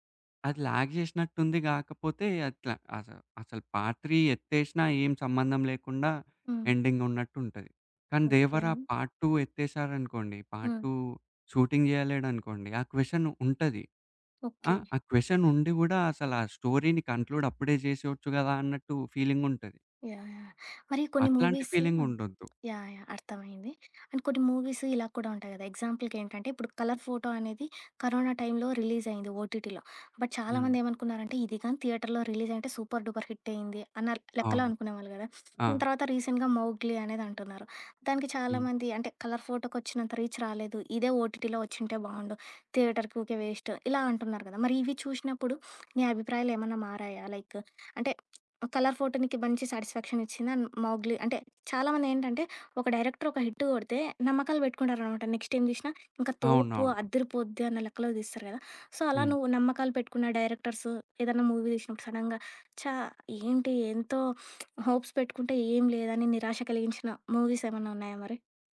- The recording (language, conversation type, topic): Telugu, podcast, సినిమా ముగింపు ప్రేక్షకుడికి సంతృప్తిగా అనిపించాలంటే ఏమేం విషయాలు దృష్టిలో పెట్టుకోవాలి?
- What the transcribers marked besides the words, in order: in English: "ల్యాగ్"; in English: "పార్ట్ 3"; in English: "ఎండింగ్"; in English: "పార్ట్ 2"; in English: "పార్ట్ 2 షూటింగ్"; in English: "క్వశ్చన్"; in English: "క్వశ్చన్"; in English: "స్టోరీని కంక్లూడ్"; other background noise; in English: "ఫీలింగ్"; in English: "అండ్"; in English: "ఎగ్జాంపుల్‌కి"; in English: "రిలీజ్"; in English: "ఓటీటీలో. బట్"; in English: "రిలీజ్"; in English: "సూపర్ డూపర్ హిట్"; sniff; in English: "రీసెంట్‌గా"; in English: "రీచ్"; in English: "ఓటీటీలో"; in English: "వేస్ట్"; sniff; in English: "లైక్"; in English: "సాటిస్ఫాక్షన్"; in English: "డైరెక్టర్"; in English: "హిట్"; in English: "నెక్స్ట"; in English: "సో"; in English: "మూవీస్"; in English: "సడెన్‌గా"; sniff; in English: "హోప్స్"; in English: "మూవీస్"